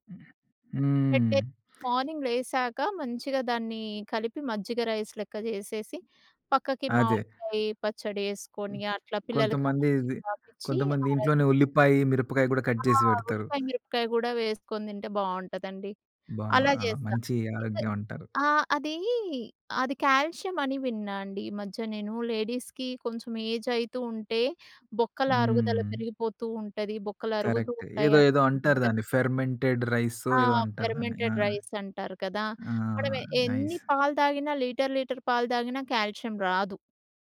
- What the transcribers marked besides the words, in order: other background noise; in English: "మార్నింగ్"; tapping; in English: "రైస్"; other noise; in English: "రైస్"; in English: "కట్"; in English: "లేడీస్‌కి"; in English: "కరెక్ట్"; in English: "ఫెర్మెంటెడ్"; in English: "ఫెర్మెంటెడ్"; in English: "నైస్"; in English: "లీటర్ లీటర్"; in English: "కాల్షియం"
- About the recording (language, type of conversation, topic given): Telugu, podcast, మీ ఇంట్లో సాధారణంగా ఉదయం ఎలా మొదలవుతుంది?